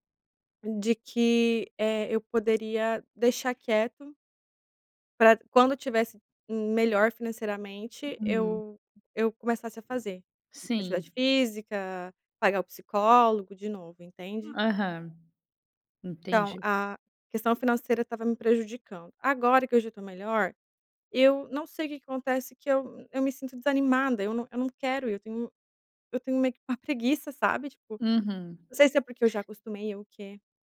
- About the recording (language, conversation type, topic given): Portuguese, advice, Por que você inventa desculpas para não cuidar da sua saúde?
- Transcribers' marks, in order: none